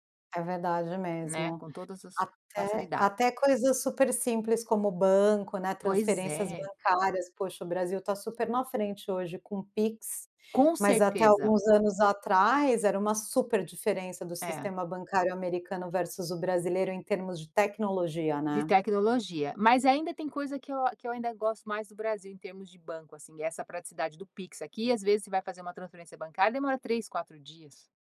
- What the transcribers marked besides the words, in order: none
- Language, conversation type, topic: Portuguese, podcast, Você imagina um futuro sem filas ou burocracia?